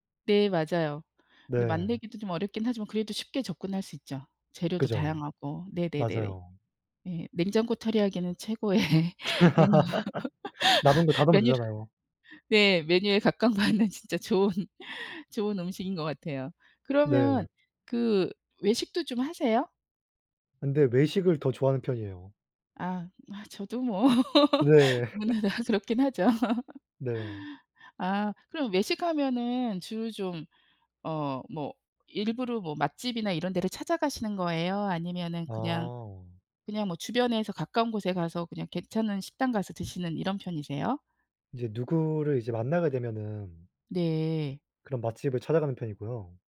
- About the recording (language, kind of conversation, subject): Korean, unstructured, 집에서 요리해 먹는 것과 외식하는 것 중 어느 쪽이 더 좋으신가요?
- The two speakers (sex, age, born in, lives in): female, 55-59, South Korea, United States; male, 20-24, South Korea, South Korea
- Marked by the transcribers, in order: laugh; laughing while speaking: "최고의 메뉴"; laugh; laughing while speaking: "맞는"; laughing while speaking: "좋은"; laugh; laughing while speaking: "누구나 다 그렇긴 하죠"; laugh